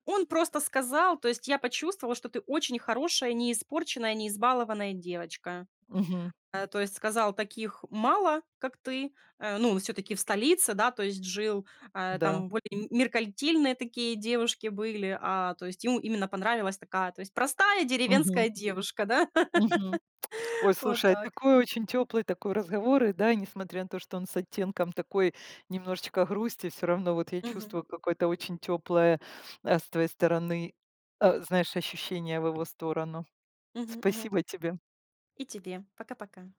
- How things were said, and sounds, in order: "меркантильные" said as "меркальтильные"; tapping; laugh
- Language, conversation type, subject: Russian, podcast, Можешь рассказать о друге, который тихо поддерживал тебя в трудное время?